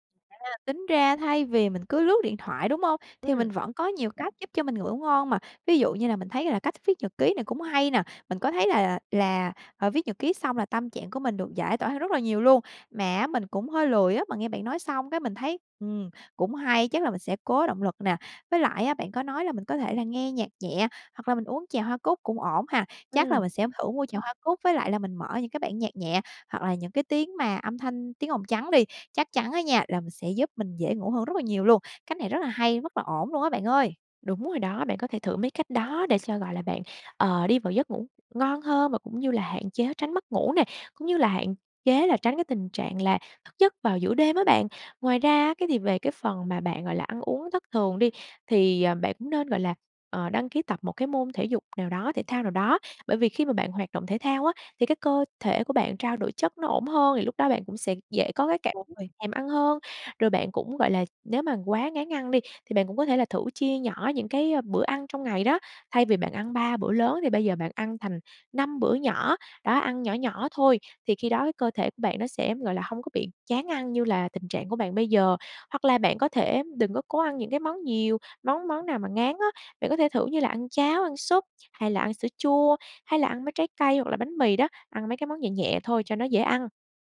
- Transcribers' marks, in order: tapping; other background noise; unintelligible speech; unintelligible speech
- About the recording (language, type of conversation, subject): Vietnamese, advice, Bạn đang bị mất ngủ và ăn uống thất thường vì đau buồn, đúng không?